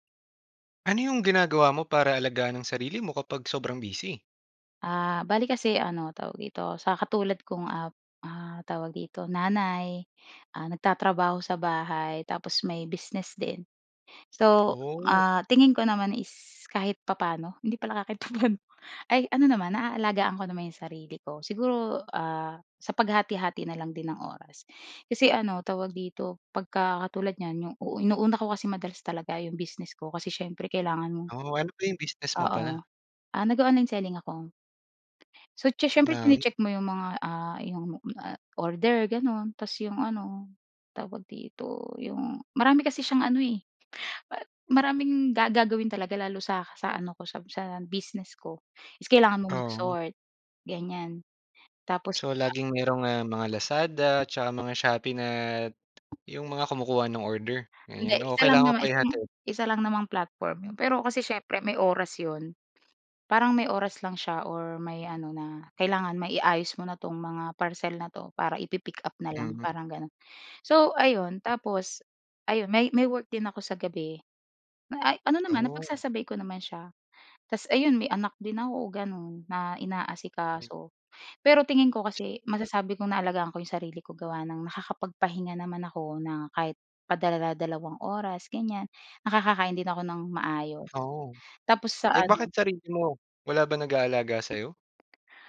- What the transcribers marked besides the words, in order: laughing while speaking: "papa'no"; other background noise
- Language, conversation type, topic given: Filipino, podcast, Ano ang ginagawa mo para alagaan ang sarili mo kapag sobrang abala ka?